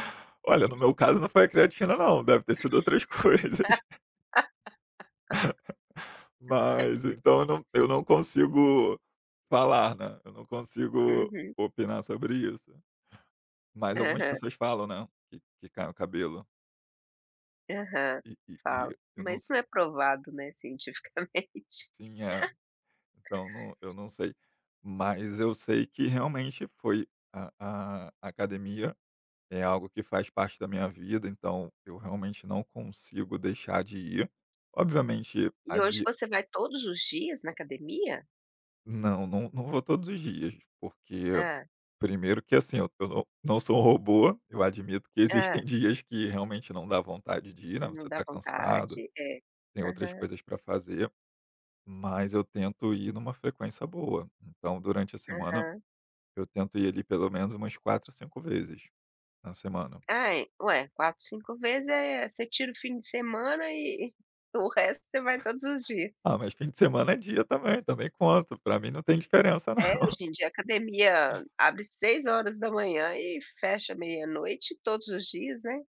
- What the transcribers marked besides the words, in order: other background noise; laugh; tapping; laughing while speaking: "coisas"; chuckle; laughing while speaking: "cientificamente"; laugh; chuckle
- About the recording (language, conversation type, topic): Portuguese, podcast, Qual é a história por trás do seu hobby favorito?